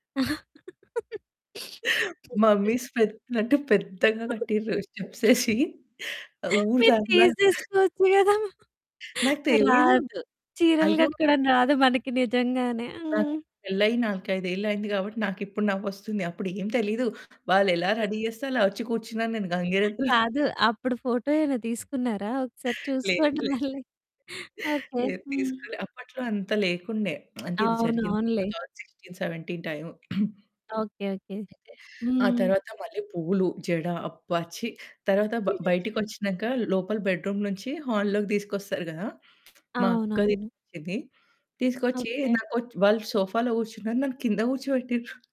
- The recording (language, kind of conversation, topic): Telugu, podcast, జీవిత భాగస్వామి ఎంపికలో కుటుంబం ఎంతవరకు భాగస్వామ్యం కావాలని మీరు భావిస్తారు?
- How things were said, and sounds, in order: laugh; in English: "మమ్మీస్"; chuckle; laughing while speaking: "మీరు తీసేసుకోవచ్చు గదా!"; in English: "రెడీ"; chuckle; in English: "ఫోటో"; in English: "టు థౌసండ్ సిక్స్‌టీన్ సెవెంటీన్"; throat clearing; giggle; in English: "బెడ్‌రూమ్"; in English: "హాలోకి"; in English: "సోఫాలో"